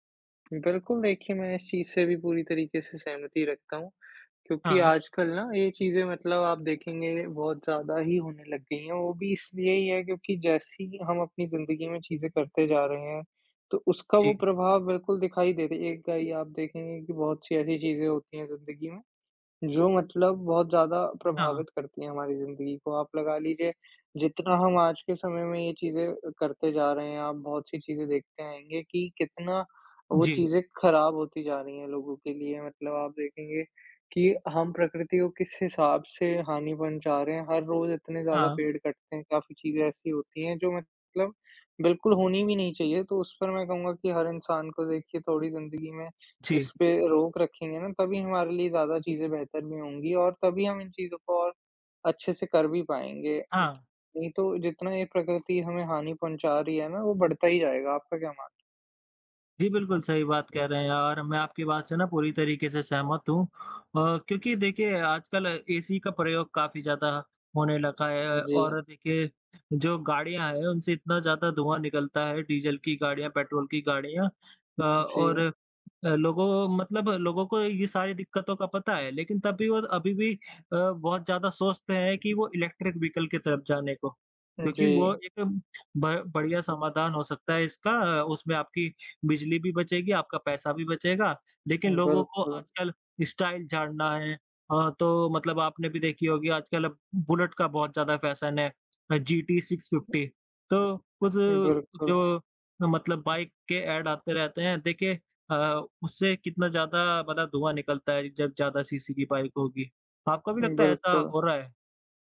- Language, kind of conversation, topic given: Hindi, unstructured, क्या जलवायु परिवर्तन को रोकने के लिए नीतियाँ और अधिक सख्त करनी चाहिए?
- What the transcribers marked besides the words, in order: other background noise; other noise; tapping; in English: "इलेक्ट्रिक वहिकल"; in English: "स्टाइल"; in English: "फ़ैशन"; in English: "सिक्स फ़िफ्टी"; in English: "ऐड"